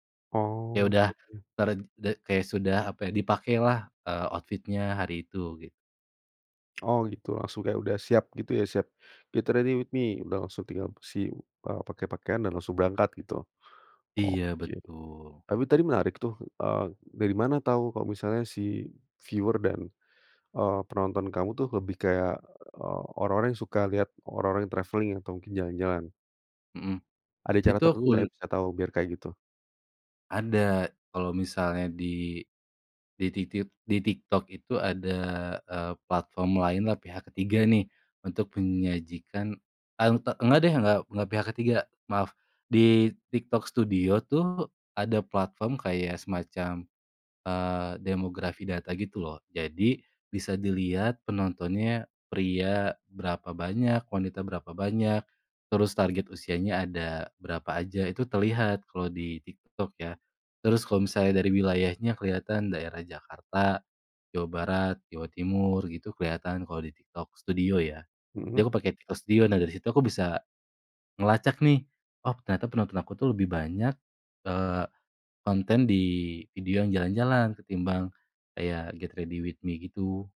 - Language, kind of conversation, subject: Indonesian, podcast, Pernah nggak kamu ikutan tren meski nggak sreg, kenapa?
- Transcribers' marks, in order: in English: "outfit-nya"; in English: "get ready with me"; in English: "viewers"; in English: "travelling"; other background noise; in English: "get ready with me"